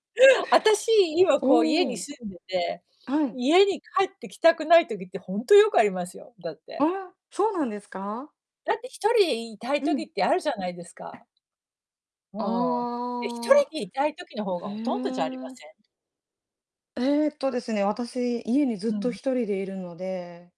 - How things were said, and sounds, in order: tapping
- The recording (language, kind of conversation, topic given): Japanese, unstructured, 遠距離恋愛についてどう思いますか？